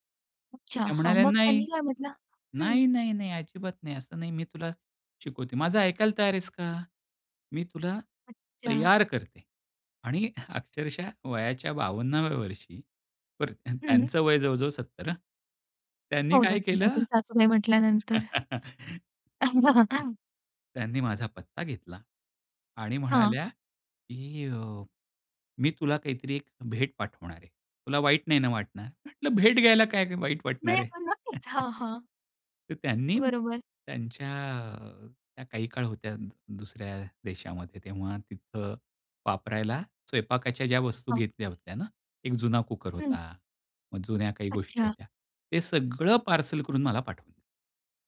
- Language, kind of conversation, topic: Marathi, podcast, आपण मार्गदर्शकाशी नातं कसं निर्माण करता आणि त्याचा आपल्याला कसा फायदा होतो?
- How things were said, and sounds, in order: other noise; chuckle; laugh; unintelligible speech; chuckle; unintelligible speech; chuckle